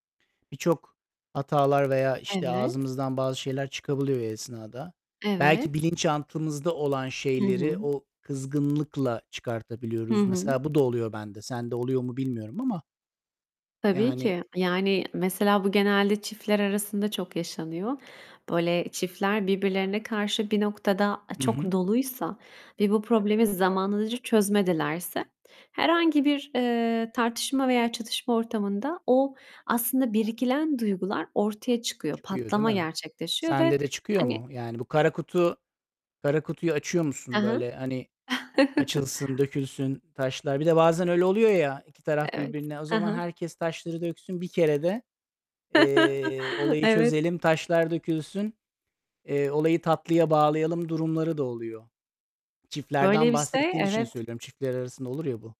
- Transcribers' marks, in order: distorted speech; "bilinçaltımızda" said as "bilinçantımızda"; "biriken" said as "birikilen"; chuckle; other background noise; chuckle
- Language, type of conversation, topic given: Turkish, unstructured, Kızgınlıkla verilen kararların sonuçları ne olur?